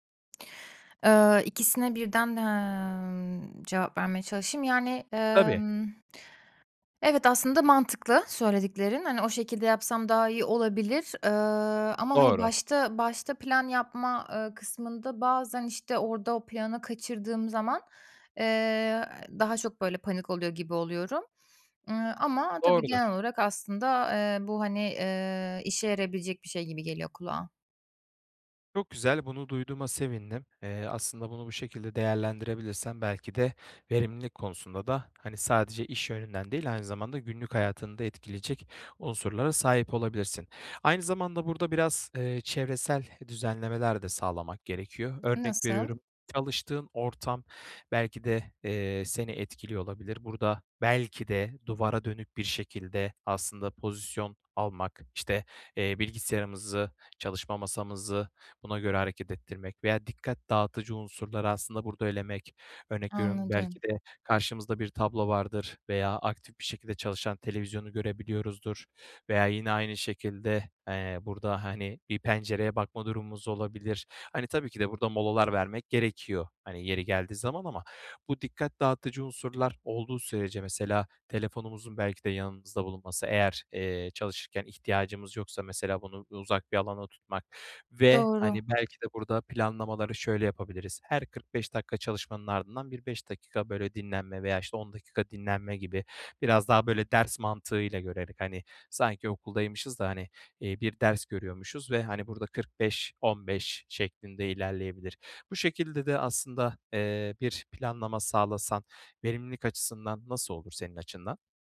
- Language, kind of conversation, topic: Turkish, advice, Yaratıcı çalışmalarım için dikkat dağıtıcıları nasıl azaltıp zamanımı nasıl koruyabilirim?
- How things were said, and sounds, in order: tapping; stressed: "belki"